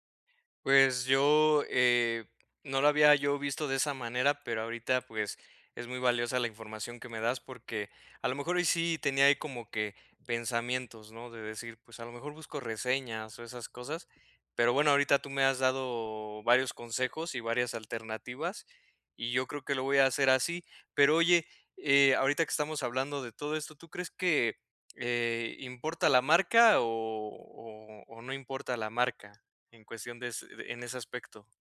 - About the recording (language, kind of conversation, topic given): Spanish, advice, ¿Cómo puedo encontrar productos con buena relación calidad-precio?
- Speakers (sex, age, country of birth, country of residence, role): female, 40-44, Mexico, Spain, advisor; male, 35-39, Mexico, Mexico, user
- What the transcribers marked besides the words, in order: tapping